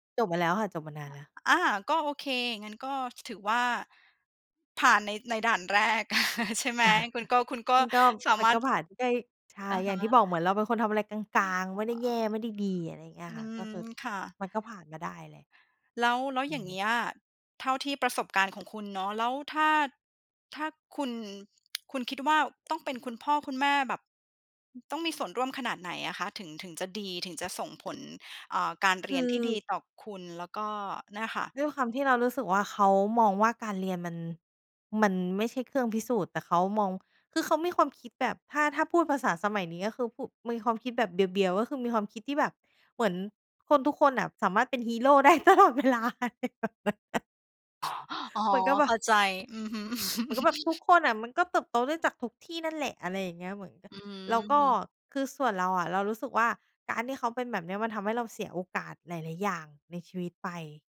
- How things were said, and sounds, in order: chuckle; other noise; tsk; laughing while speaking: "ได้ตลอดเวลา อะไรแบบนั้นน่ะ"; laughing while speaking: "อ๋อ"; chuckle
- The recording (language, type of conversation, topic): Thai, podcast, มุมมองของพ่อแม่ส่งผลต่อการเรียนของคุณอย่างไรบ้าง?
- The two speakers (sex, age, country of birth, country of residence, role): female, 30-34, Thailand, Thailand, guest; female, 40-44, Thailand, Greece, host